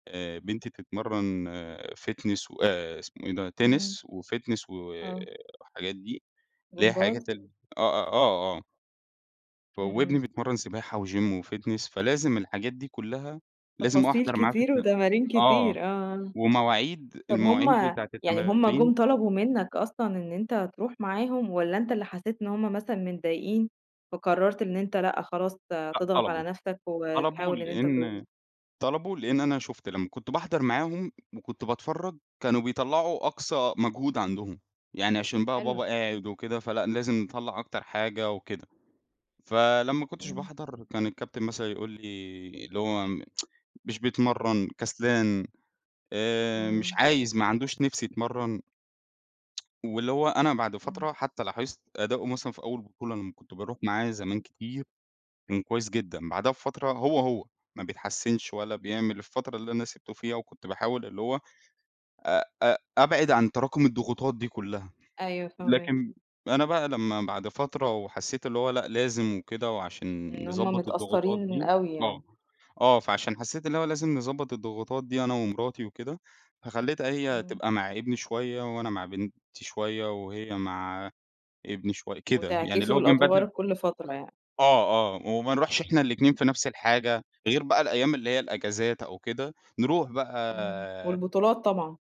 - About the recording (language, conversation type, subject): Arabic, podcast, بتعمل إيه لما الضغوط تتراكم عليك فجأة؟
- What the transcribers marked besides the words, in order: in English: "fitness"; in English: "وfitness"; in English: "وgym وfitness"; tsk; tsk